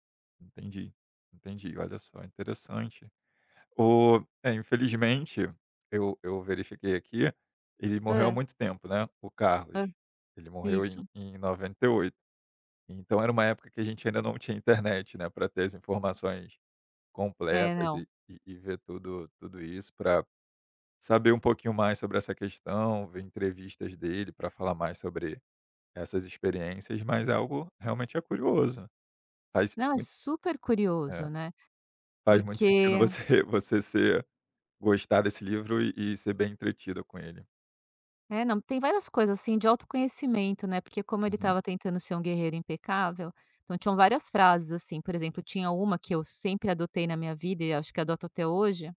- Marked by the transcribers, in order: tapping; laughing while speaking: "você"
- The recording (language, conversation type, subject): Portuguese, podcast, Qual personagem de livro mais te marcou e por quê?